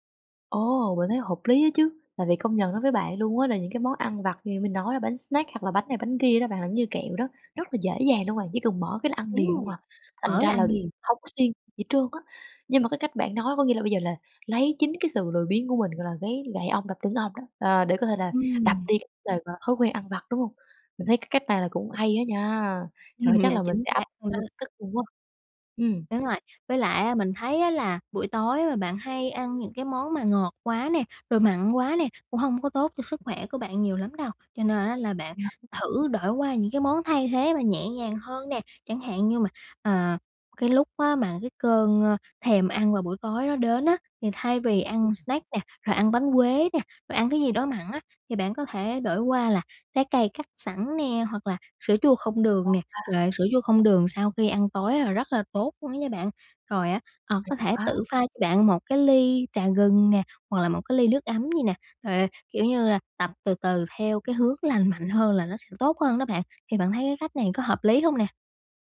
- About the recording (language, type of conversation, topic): Vietnamese, advice, Vì sao bạn khó bỏ thói quen ăn vặt vào buổi tối?
- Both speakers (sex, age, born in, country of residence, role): female, 20-24, Vietnam, Vietnam, advisor; female, 20-24, Vietnam, Vietnam, user
- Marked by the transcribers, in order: tapping; laughing while speaking: "Ừm"; other noise